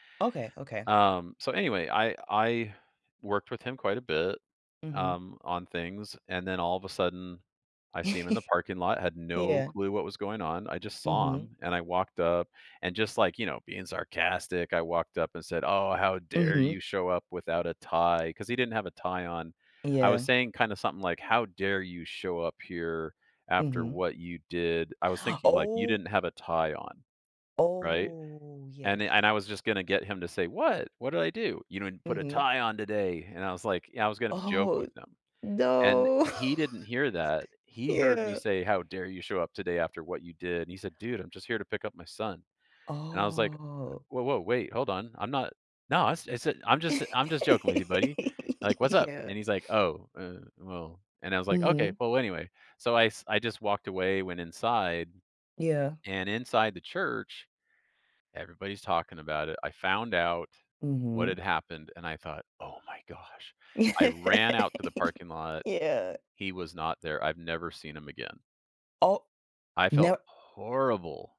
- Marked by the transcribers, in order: chuckle; gasp; drawn out: "Oh"; drawn out: "no"; chuckle; drawn out: "Oh"; laugh; laughing while speaking: "Yeah"; other background noise; laughing while speaking: "Yeah"; laugh; stressed: "horrible"
- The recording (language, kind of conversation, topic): English, advice, How do I apologize to my friend?
- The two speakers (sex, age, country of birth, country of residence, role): female, 30-34, United States, United States, advisor; male, 50-54, Canada, United States, user